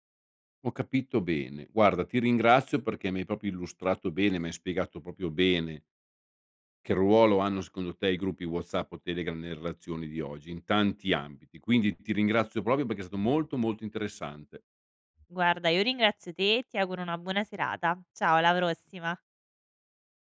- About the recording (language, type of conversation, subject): Italian, podcast, Che ruolo hanno i gruppi WhatsApp o Telegram nelle relazioni di oggi?
- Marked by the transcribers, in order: "proprio" said as "propio"; "proprio" said as "propio"; "proprio" said as "propio"; other background noise